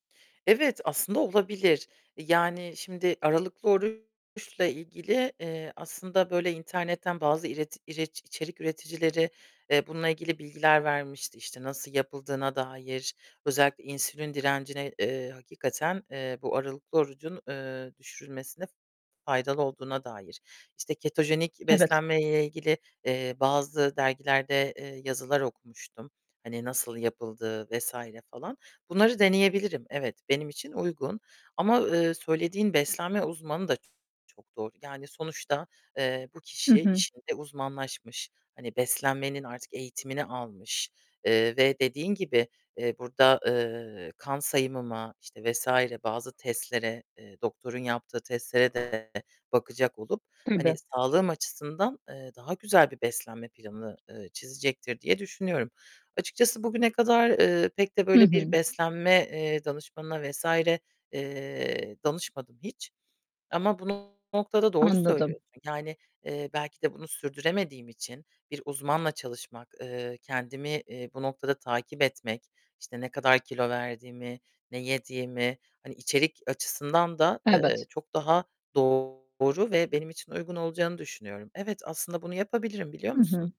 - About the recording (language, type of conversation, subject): Turkish, advice, Düzenli ve sağlıklı bir beslenme rutini oturtmakta neden zorlanıyorsunuz?
- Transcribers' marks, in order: other background noise; distorted speech